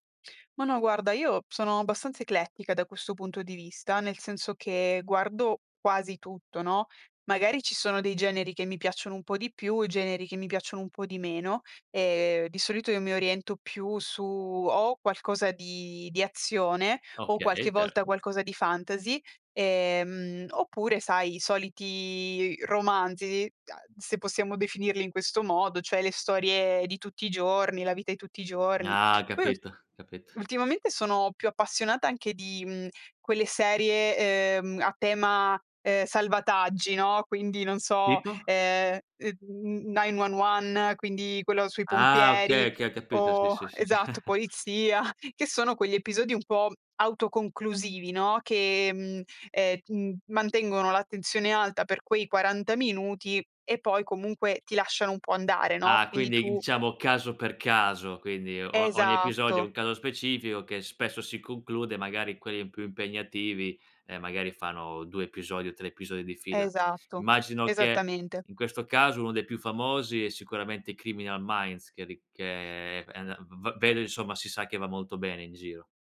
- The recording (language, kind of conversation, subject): Italian, podcast, Come le serie TV hanno cambiato il modo di raccontare storie?
- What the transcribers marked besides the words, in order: other background noise; chuckle; unintelligible speech; tapping